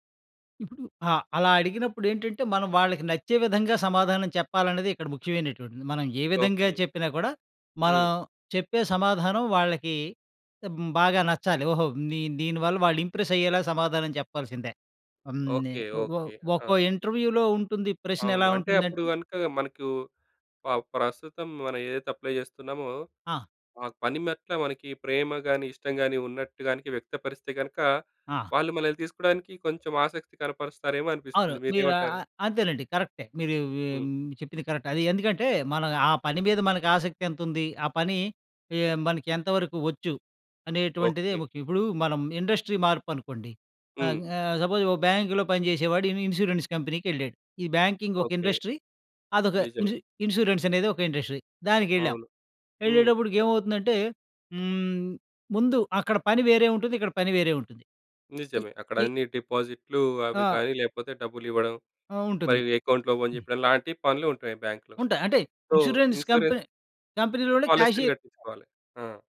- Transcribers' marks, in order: in English: "ఇంప్రెస్"; in English: "ఇంటర్వ్యూలో"; tapping; in English: "అప్లై"; in English: "కరెక్టే"; in English: "ఇండస్ట్రీ"; in English: "సపోజ్"; in English: "ఇన్సూరెన్స్"; in English: "బ్యాంకింగ్"; in English: "ఇండస్ట్రీ"; in English: "ఇన్సూరెన్స్"; in English: "ఇండస్ట్రీ"; in English: "ఓపెన్"; in English: "బ్యాంక్‌లో. సో ఇన్షూరెన్స్"; in English: "ఇన్షూరెన్స్ కంపెనీ కంపెనీ‌లోనే క్యాషియర్"; other background noise
- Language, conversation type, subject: Telugu, podcast, అనుభవం లేకుండా కొత్త రంగానికి మారేటప్పుడు మొదట ఏవేవి అడుగులు వేయాలి?